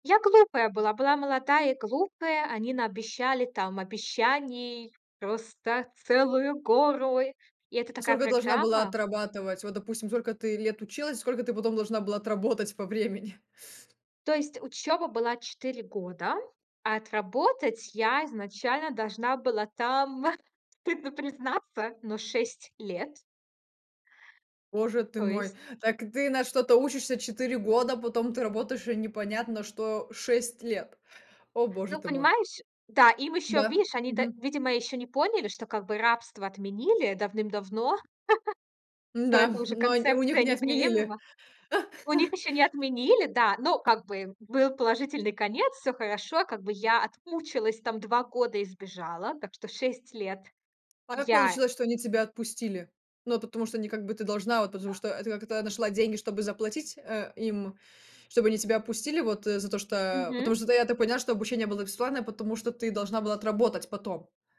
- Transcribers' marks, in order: laughing while speaking: "по времени?"; laughing while speaking: "стыдно признаться"; other background noise; chuckle; chuckle; tapping; "отпустили" said as "опустили"
- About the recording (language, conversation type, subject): Russian, podcast, Как вы учитесь воспринимать неудачи как опыт, а не как провал?